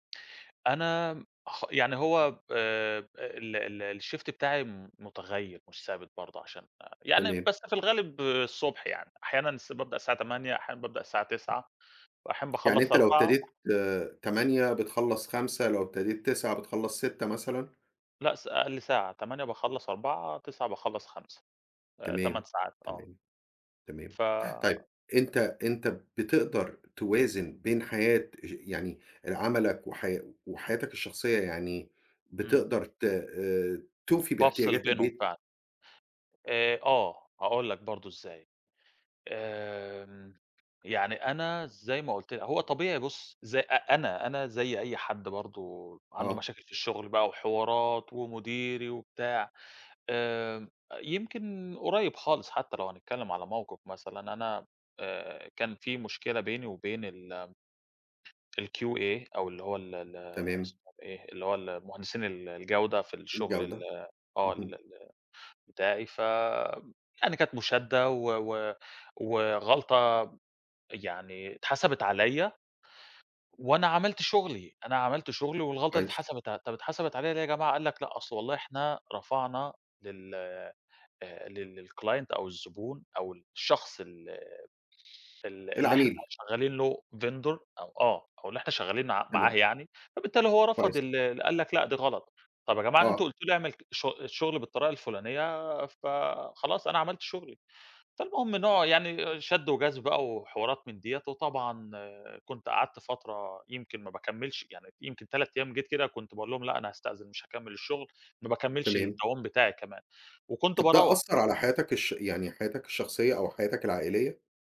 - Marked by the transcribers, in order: in English: "الشيفت"; other background noise; in English: "الQA"; tapping; in English: "للClient"; in English: "Vendor"
- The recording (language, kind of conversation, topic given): Arabic, podcast, إزاي بتوازن بين الشغل وحياتك الشخصية؟